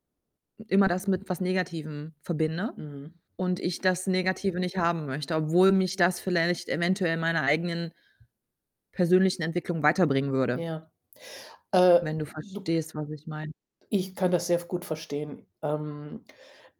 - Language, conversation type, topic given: German, advice, Wie kann ich meine Angst überwinden, persönliche Grenzen zu setzen?
- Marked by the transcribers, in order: static; distorted speech